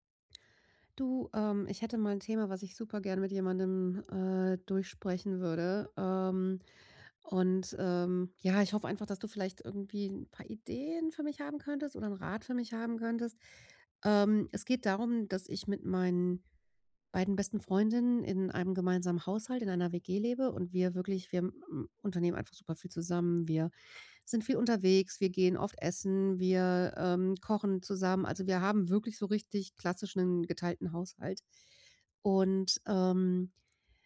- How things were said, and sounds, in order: other background noise
- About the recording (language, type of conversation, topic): German, advice, Wie können wir unsere gemeinsamen Ausgaben fair und klar regeln?